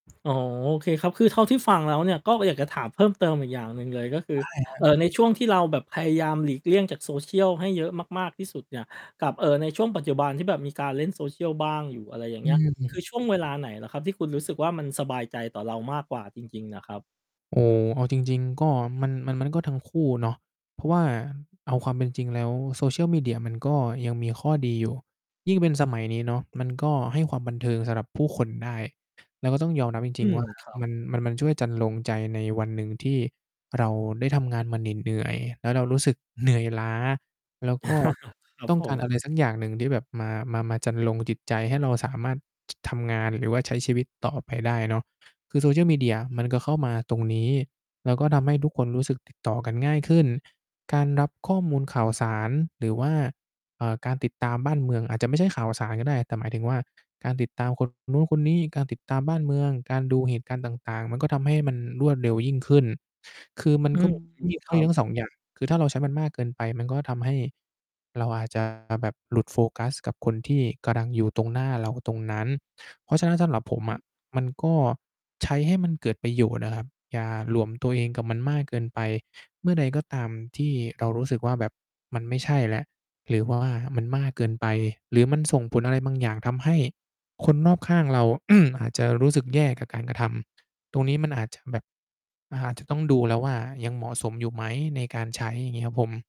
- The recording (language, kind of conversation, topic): Thai, podcast, คุณเคยลองพักจากโลกออนไลน์บ้างไหม และทำอย่างไร?
- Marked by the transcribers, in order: static; distorted speech; chuckle; unintelligible speech; throat clearing